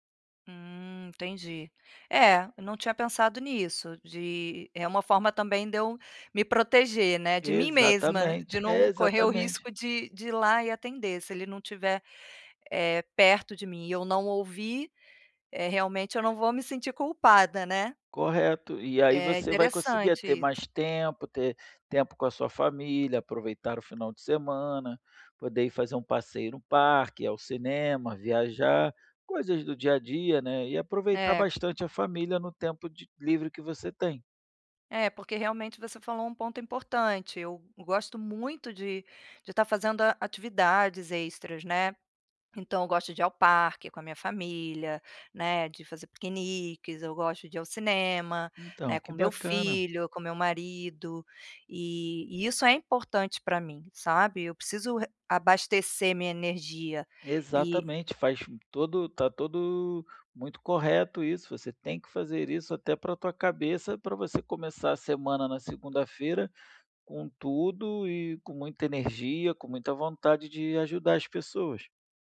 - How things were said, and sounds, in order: tapping
- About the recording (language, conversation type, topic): Portuguese, advice, Como posso priorizar meus próprios interesses quando minha família espera outra coisa?
- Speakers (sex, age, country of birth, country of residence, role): female, 45-49, Brazil, Portugal, user; male, 35-39, Brazil, Spain, advisor